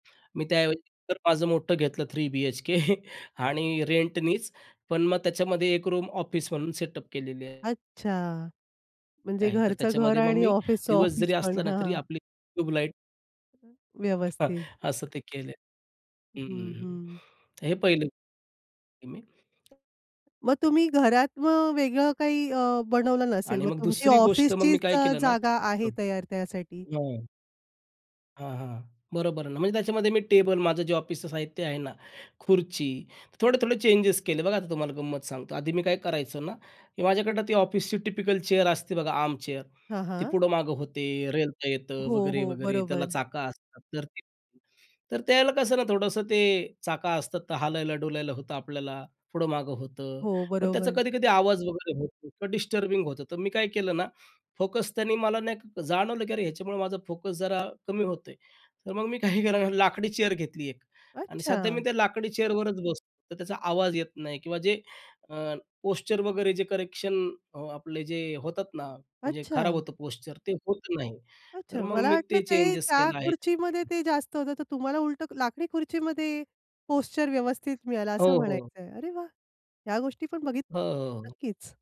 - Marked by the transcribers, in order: laughing while speaking: "बी-एच-के"; in English: "रूम"; other background noise; chuckle; other noise; in English: "चेअर"; in English: "आर्म चेअर"; in English: "डिस्टर्बिंग"; laughing while speaking: "काही केलं"; anticipating: "अच्छा!"; in English: "चेअर"; in English: "चेअरवरच"; in English: "करेक्शन"
- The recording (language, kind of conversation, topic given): Marathi, podcast, तुम्ही लक्ष केंद्रित ठेवण्यासाठी योग्य वातावरण कसे तयार करता?